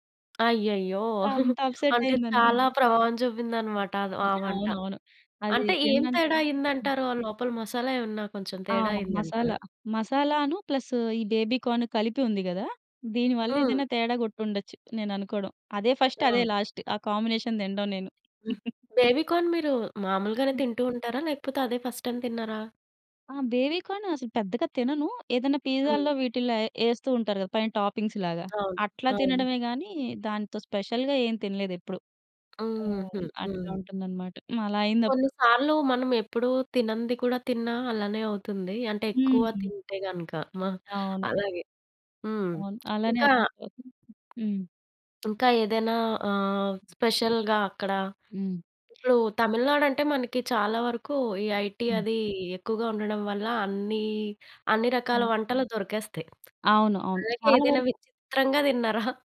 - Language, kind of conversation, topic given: Telugu, podcast, ప్రాంతీయ ఆహారాన్ని తొలిసారి ప్రయత్నించేటప్పుడు ఎలాంటి విధానాన్ని అనుసరించాలి?
- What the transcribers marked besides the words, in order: tapping; giggle; other background noise; in English: "ప్లస్"; in English: "బేబీ కార్న్"; in English: "ఫస్ట్"; in English: "లాస్ట్"; in English: "కాంబినేషన్"; chuckle; in English: "బేబీ కార్న్"; chuckle; in English: "ఫస్ట్ టైమ్"; in English: "టాపింగ్స్‌లాగా"; in English: "స్పెషల్‌గా"; lip smack; in English: "స్పెషల్‌గా"; in English: "ఐటీ"; lip smack; laughing while speaking: "దిన్నారా?"